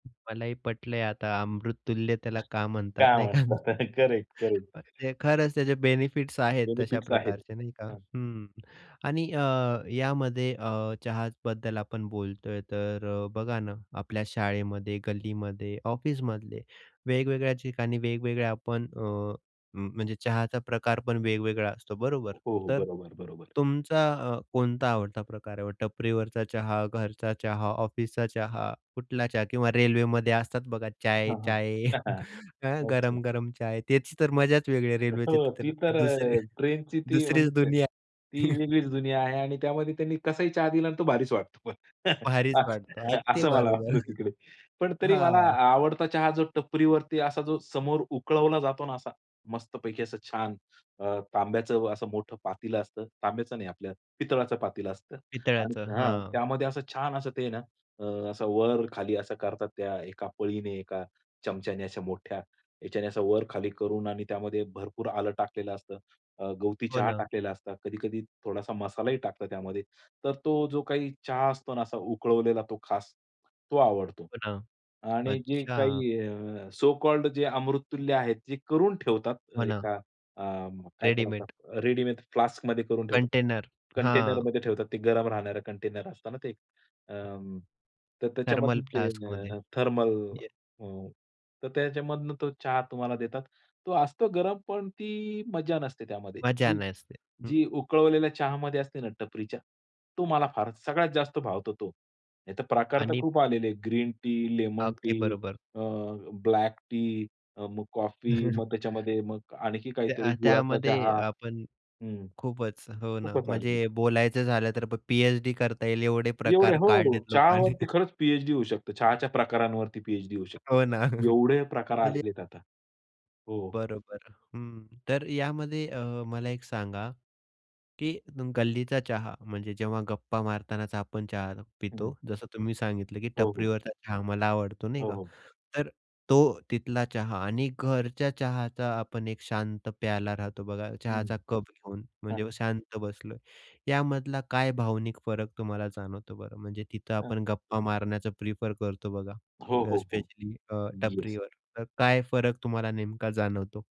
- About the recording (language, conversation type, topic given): Marathi, podcast, एक कप चहा किंवा कॉफी घेऊन शांतपणे बसल्यावर तुम्हाला कसं वाटतं?
- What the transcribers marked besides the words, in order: tapping; chuckle; other background noise; other noise; chuckle; unintelligible speech; laughing while speaking: "दुसरीच दुनिया"; chuckle; laughing while speaking: "भारीच वाटतो, असं असं मला वाटतं तिकडे"; chuckle; "पातेलं" said as "पातीलं"; "पातेलं" said as "पातीलं"; in English: "सो कॉल्ड"; chuckle; chuckle; laughing while speaking: "हो ना"